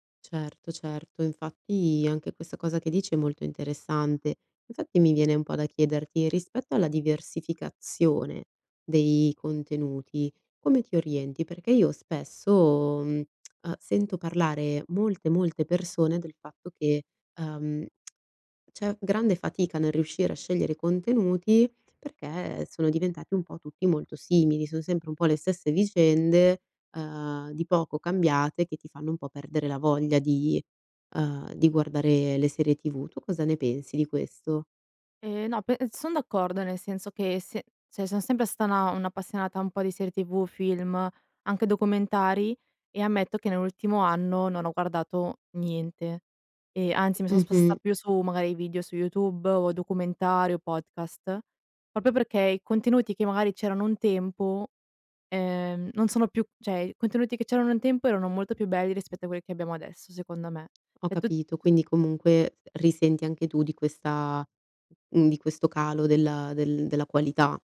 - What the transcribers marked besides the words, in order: lip smack; lip smack; "cioè" said as "ceh"; "una" said as "na"; "proprio" said as "propio"; "cioè" said as "ceh"
- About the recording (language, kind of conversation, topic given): Italian, podcast, Cosa pensi del fenomeno dello streaming e del binge‑watching?